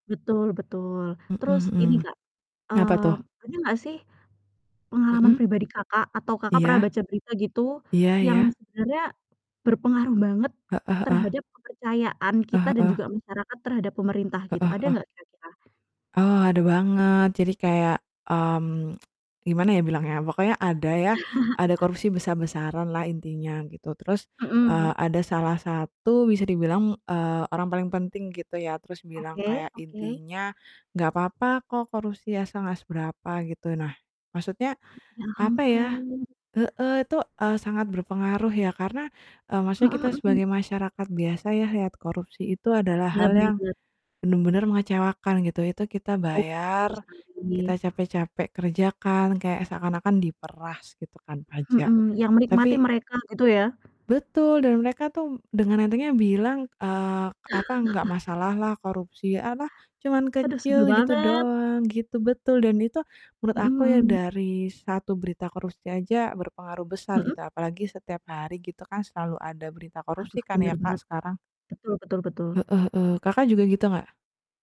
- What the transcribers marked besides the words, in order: distorted speech; chuckle; static; chuckle; other background noise
- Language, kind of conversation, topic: Indonesian, unstructured, Mengapa banyak orang kehilangan kepercayaan terhadap pemerintah?